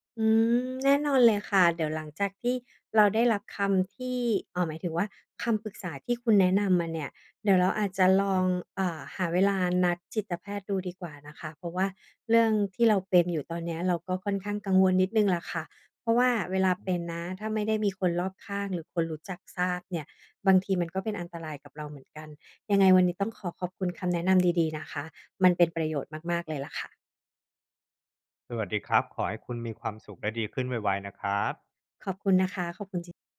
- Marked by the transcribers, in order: tapping
- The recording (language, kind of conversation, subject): Thai, advice, ทำไมฉันถึงมีอาการใจสั่นและตื่นตระหนกในสถานการณ์ที่ไม่คาดคิด?